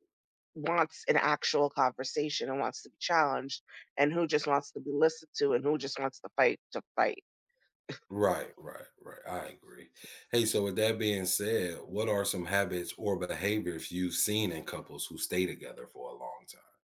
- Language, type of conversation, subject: English, unstructured, What helps couples maintain a strong connection as the years go by?
- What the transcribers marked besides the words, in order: tapping; other background noise; chuckle